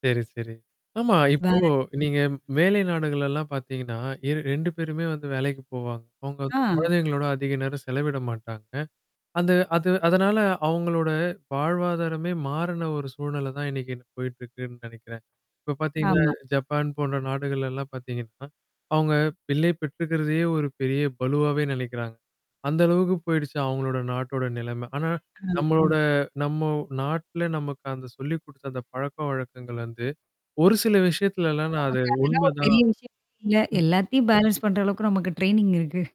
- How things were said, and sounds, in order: static; other background noise; distorted speech; mechanical hum; unintelligible speech; tapping; in English: "பேலன்ஸ்"; in English: "ட்ரெய்னிங்"
- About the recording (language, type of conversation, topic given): Tamil, podcast, வேலை அதிகமாக இருக்கும் நேரங்களில் குடும்பத்திற்கு பாதிப்பு இல்லாமல் இருப்பதற்கு நீங்கள் எப்படி சமநிலையைப் பேணுகிறீர்கள்?